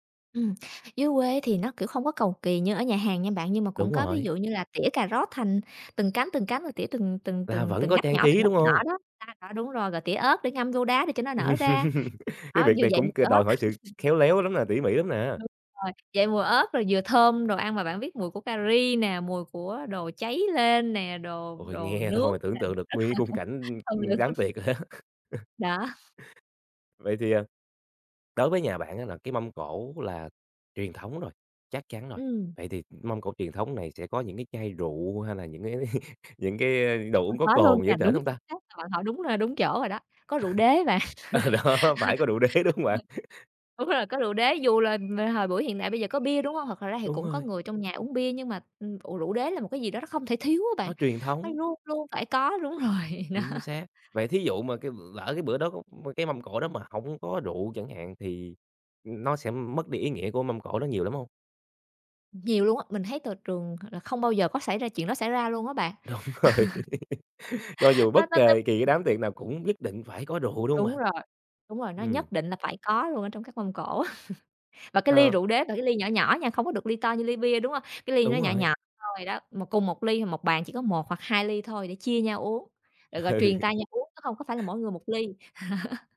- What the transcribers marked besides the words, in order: other background noise; unintelligible speech; laugh; laugh; unintelligible speech; unintelligible speech; laughing while speaking: "á"; laugh; laughing while speaking: "cái"; laugh; laughing while speaking: "À, đó phải có rượu đế, đúng hông bạn?"; laugh; laughing while speaking: "rồi, đó"; tapping; other noise; laughing while speaking: "Đúng rồi"; laugh; laugh; laughing while speaking: "Ừ"; laugh
- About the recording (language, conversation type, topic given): Vietnamese, podcast, Làm sao để bày một mâm cỗ vừa đẹp mắt vừa ấm cúng, bạn có gợi ý gì không?